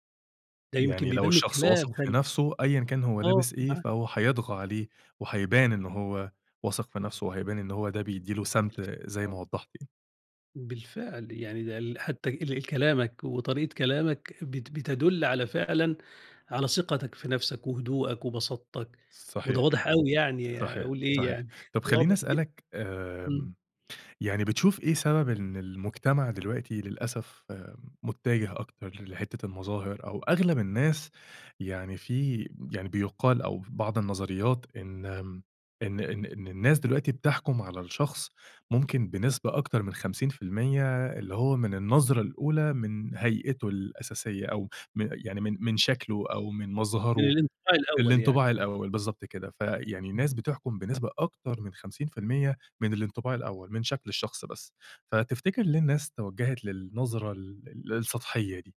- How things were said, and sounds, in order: unintelligible speech; tapping; unintelligible speech; chuckle
- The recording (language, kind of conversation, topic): Arabic, podcast, إزاي البساطة ليها علاقة بالاستدامة في حياتنا اليومية؟